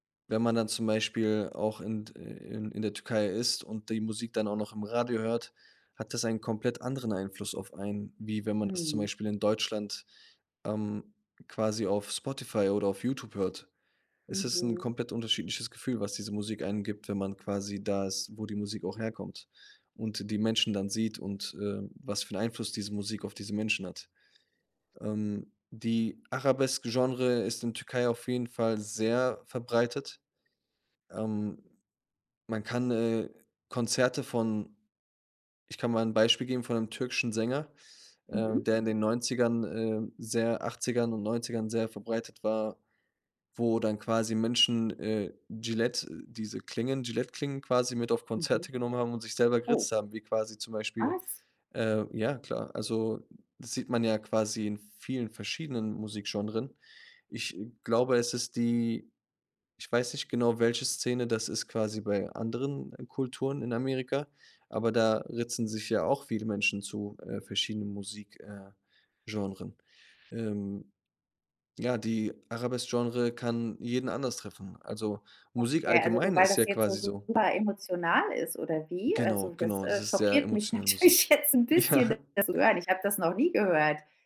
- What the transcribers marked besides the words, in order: other background noise; other noise; surprised: "Was?"; "Musikgenres" said as "Musikgenren"; "Genres" said as "Genren"; laughing while speaking: "natürlich jetzt 'n bisschen"; laughing while speaking: "Ja"; stressed: "nie"
- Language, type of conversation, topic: German, podcast, Wie hat Migration die Musik in deiner Familie verändert?